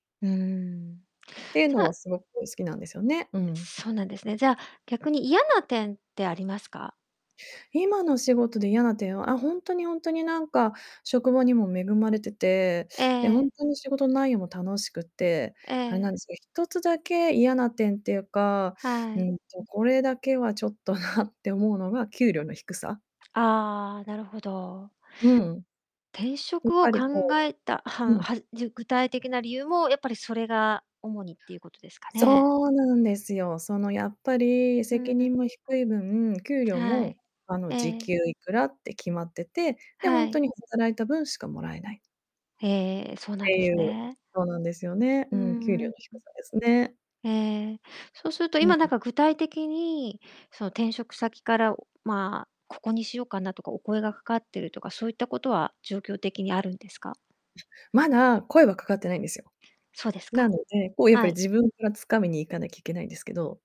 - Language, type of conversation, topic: Japanese, advice, 転職するべきか今の職場に残るべきか、今どんなことで悩んでいますか？
- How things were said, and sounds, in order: tapping; other background noise; distorted speech